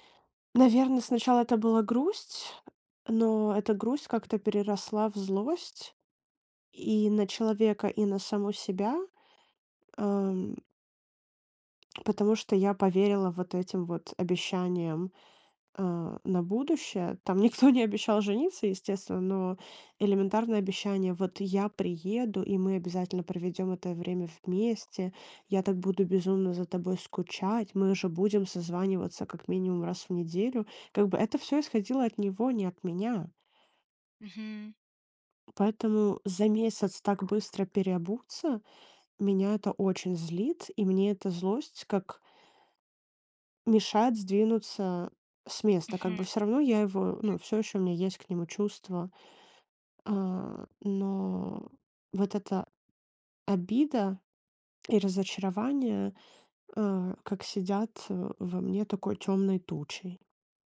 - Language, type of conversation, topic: Russian, advice, Почему мне так трудно отпустить человека после расставания?
- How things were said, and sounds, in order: other background noise; tapping; laughing while speaking: "Там никто"; other noise